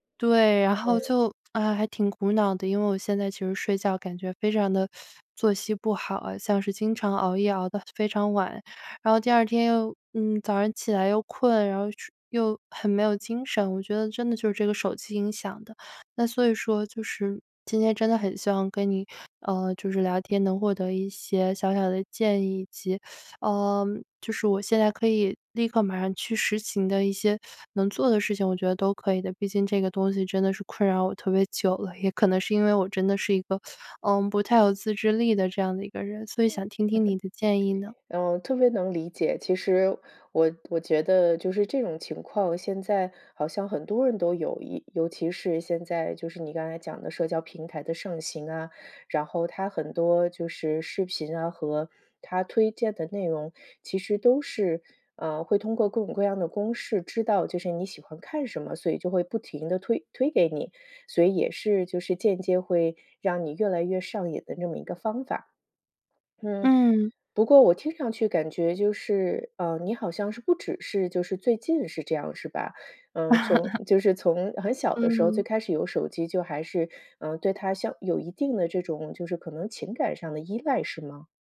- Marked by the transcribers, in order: teeth sucking; teeth sucking; chuckle; other background noise; laugh
- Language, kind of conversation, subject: Chinese, advice, 晚上玩手机会怎样影响你的睡前习惯？